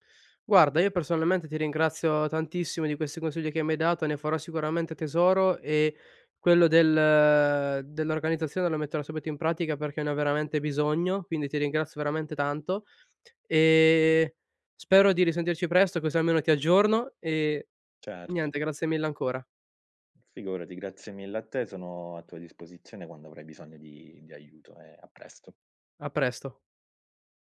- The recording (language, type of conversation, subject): Italian, advice, Come posso gestire un carico di lavoro eccessivo e troppe responsabilità senza sentirmi sopraffatto?
- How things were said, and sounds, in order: none